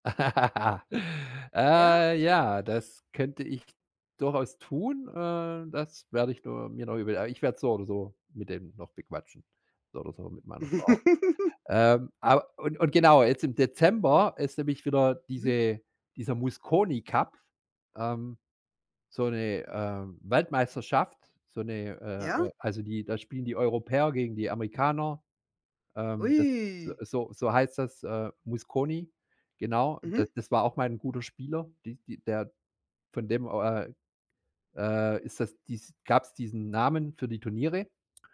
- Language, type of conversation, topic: German, podcast, Was ist das Schönste daran, ein altes Hobby neu zu entdecken?
- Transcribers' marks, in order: laugh; giggle